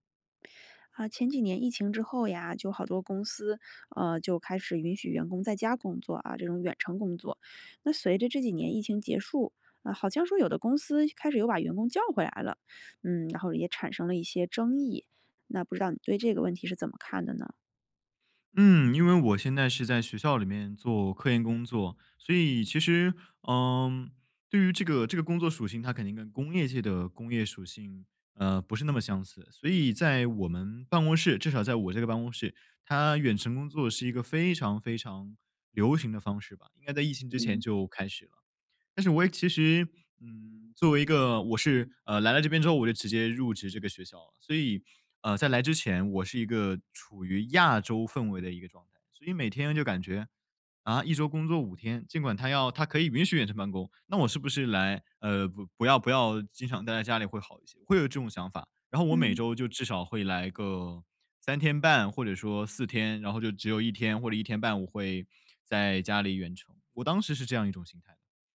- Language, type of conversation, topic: Chinese, podcast, 远程工作会如何影响公司文化？
- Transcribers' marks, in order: none